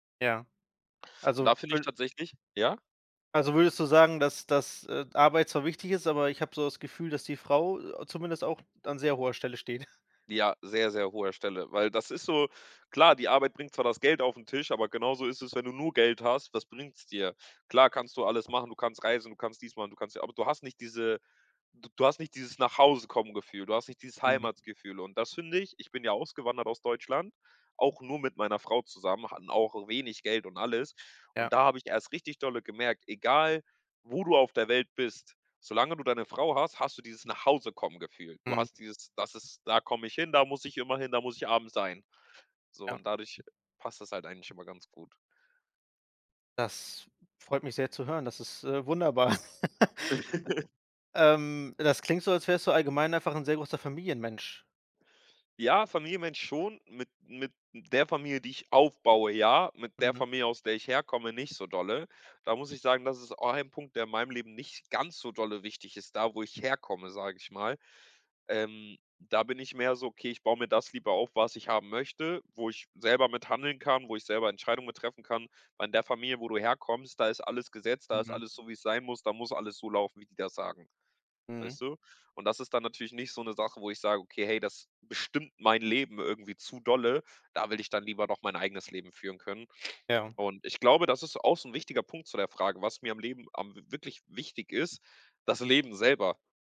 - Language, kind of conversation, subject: German, podcast, Wie findest du heraus, was dir im Leben wirklich wichtig ist?
- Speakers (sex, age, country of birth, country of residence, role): male, 20-24, Germany, Portugal, guest; male, 30-34, Germany, Germany, host
- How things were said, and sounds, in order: tapping; other background noise; snort; other noise; laugh